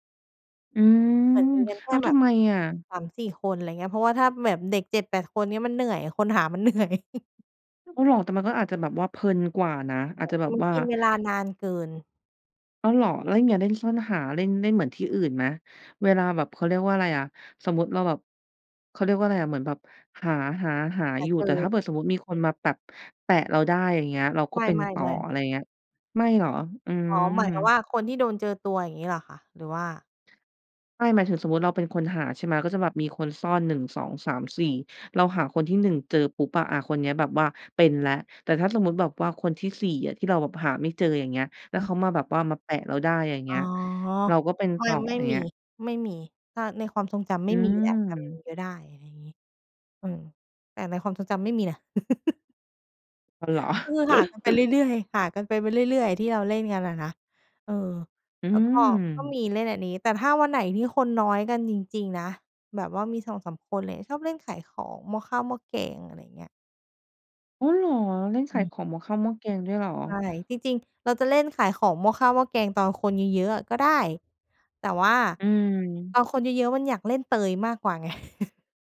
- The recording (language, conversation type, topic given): Thai, podcast, คุณชอบเล่นเกมอะไรในสนามเด็กเล่นมากที่สุด?
- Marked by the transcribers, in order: laughing while speaking: "เหนื่อย"; other noise; chuckle; chuckle; chuckle